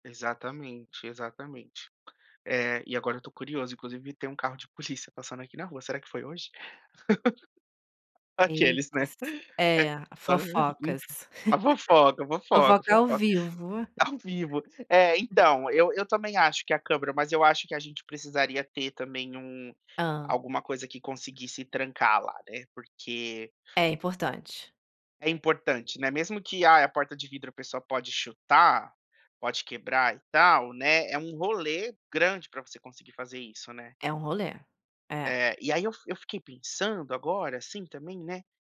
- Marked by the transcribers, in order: tapping; chuckle; laugh; laugh; chuckle; other background noise
- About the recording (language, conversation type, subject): Portuguese, advice, Como posso encontrar uma moradia acessível e segura?